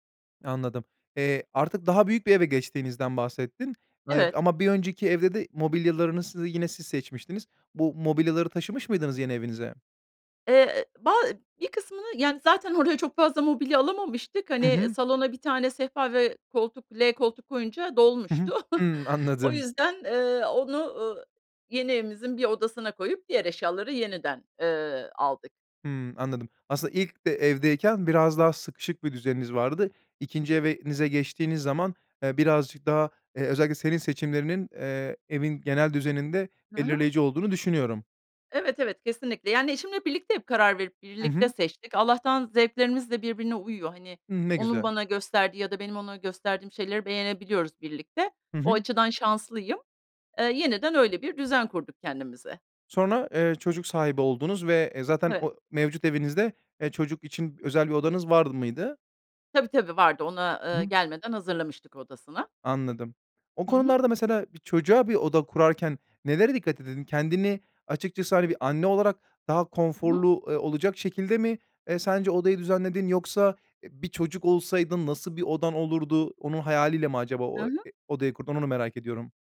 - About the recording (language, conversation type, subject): Turkish, podcast, Sıkışık bir evde düzeni nasıl sağlayabilirsin?
- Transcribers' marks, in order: chuckle; "evenize" said as "evinize"